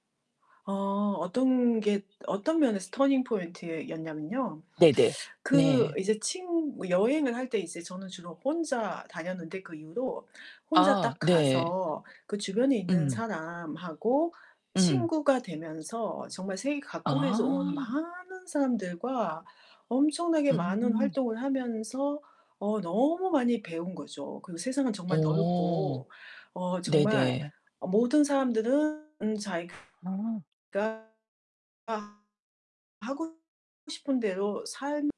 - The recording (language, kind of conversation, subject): Korean, podcast, 인생의 전환점이 된 여행이 있었나요?
- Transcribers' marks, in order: tapping; other background noise; distorted speech